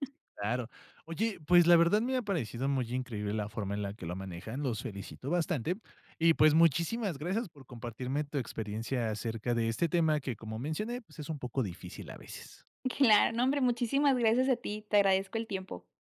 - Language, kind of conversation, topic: Spanish, podcast, ¿Cómo hablan del dinero tú y tu pareja?
- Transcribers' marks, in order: tapping